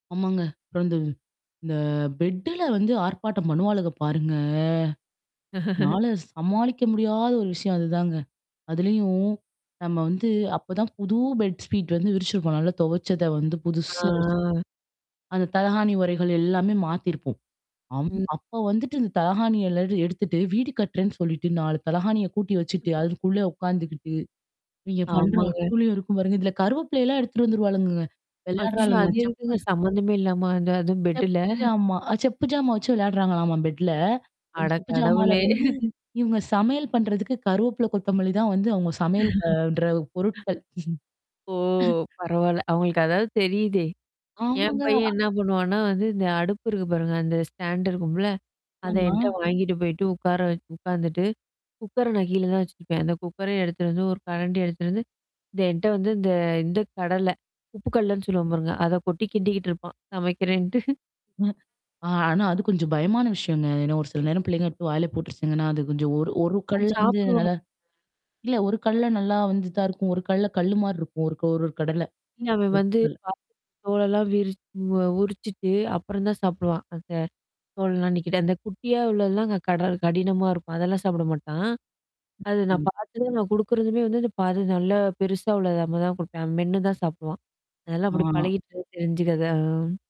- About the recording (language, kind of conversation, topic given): Tamil, podcast, வீட்டுப் பணிகளைப் பகிர்ந்து கொள்ளும் உரையாடலை நீங்கள் எப்படி தொடங்குவீர்கள்?
- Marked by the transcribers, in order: in English: "பெட்டுல"; drawn out: "பாருங்க"; tapping; laugh; drawn out: "அதுலயும்"; in English: "பெட் ஸ்பீட்"; distorted speech; static; other noise; mechanical hum; in English: "பெட்டுல"; chuckle; laugh; chuckle; drawn out: "ஓ!"; chuckle; other background noise; in English: "ஸ்டாண்ட்"; chuckle